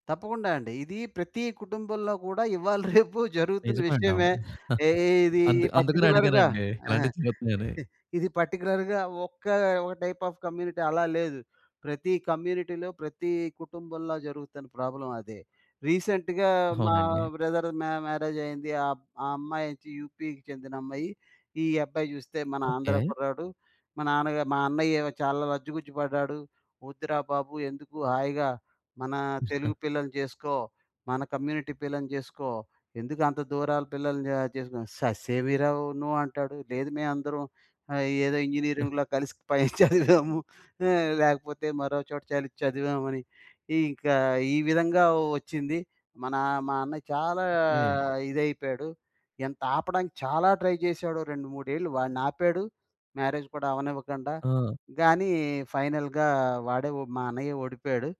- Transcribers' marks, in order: chuckle; in English: "పర్టిక్యులర్‌గా"; chuckle; in English: "పర్టిక్యులర్‌గా"; in English: "టైప్ ఆఫ్ కమ్యూనిటీ"; in English: "కమ్యూనిటీలో"; in English: "ప్రాబ్లమ్"; in English: "రీసెంట్‌గా"; in English: "బ్రదర్"; in English: "మ్యారేజ్"; in English: "యు‌పి‌కి"; chuckle; in English: "కమ్యూనిటీ"; in English: "నో"; laughing while speaking: "పైన చదివాము"; other background noise; in English: "ట్రై"; in English: "మ్యారేజ్"; in English: "ఫైనల్‌గా"
- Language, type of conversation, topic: Telugu, podcast, తరాల మధ్య బంధాలను మెరుగుపరచడానికి మొదట ఏమి చేయాలి?